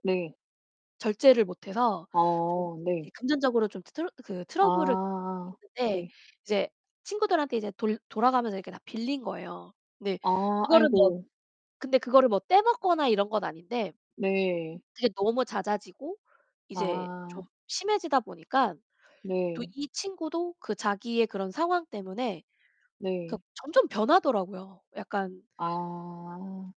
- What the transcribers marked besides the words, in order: distorted speech; tapping
- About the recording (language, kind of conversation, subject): Korean, unstructured, 친구와 처음 싸웠을 때 기분이 어땠나요?